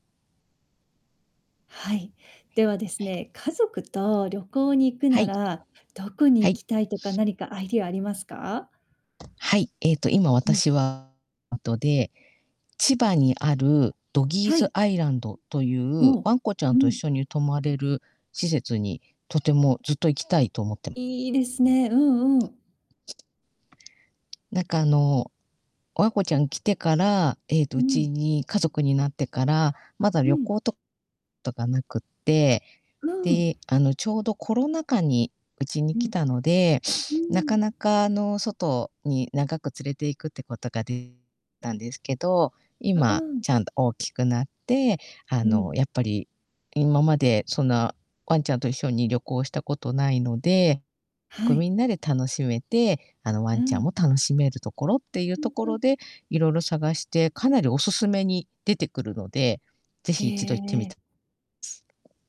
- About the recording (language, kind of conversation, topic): Japanese, unstructured, 家族と旅行に行くなら、どこに行きたいですか？
- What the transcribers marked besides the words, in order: other background noise; tapping; static; distorted speech; mechanical hum